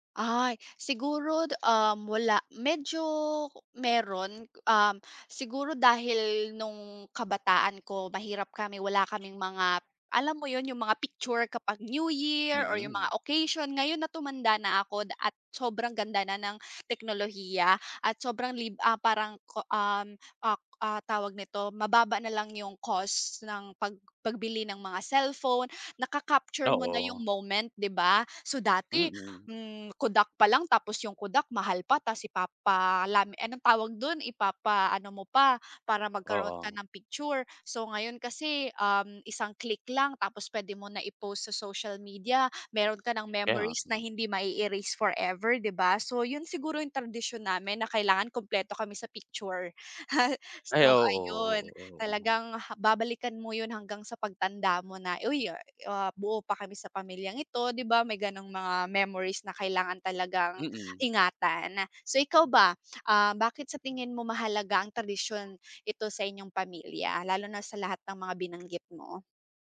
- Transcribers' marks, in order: chuckle
- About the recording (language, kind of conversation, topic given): Filipino, unstructured, Ano ang paborito mong tradisyon kasama ang pamilya?